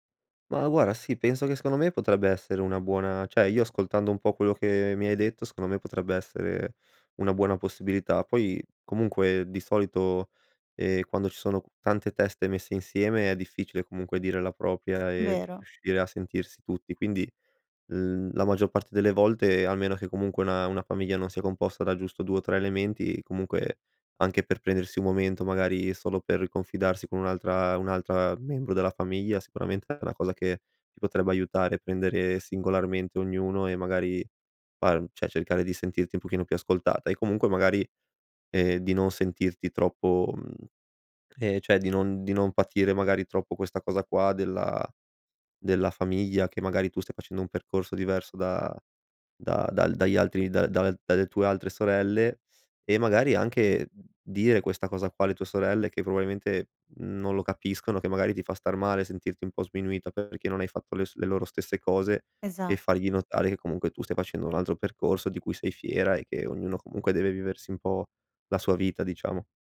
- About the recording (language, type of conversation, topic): Italian, advice, Come ti senti quando ti ignorano durante le discussioni in famiglia?
- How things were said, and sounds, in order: "guarda" said as "guara"; "secondo" said as "secono"; "cioè" said as "ceh"; "secondo" said as "secono"; "propria" said as "propia"; "cioè" said as "ceh"; "cioè" said as "ceh"